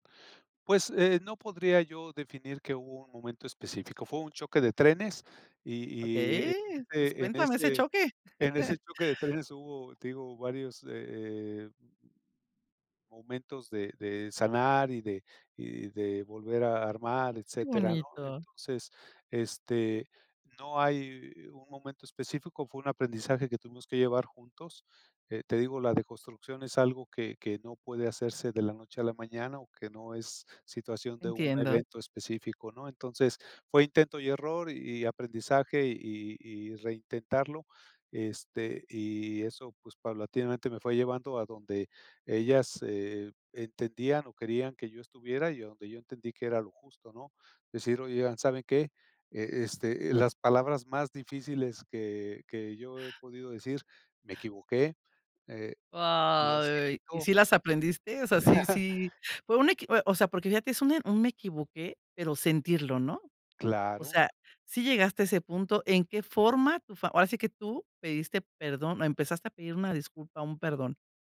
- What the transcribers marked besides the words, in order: chuckle; tapping; drawn out: "Ay"; chuckle
- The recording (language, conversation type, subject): Spanish, podcast, ¿Cómo piden perdón en tu casa?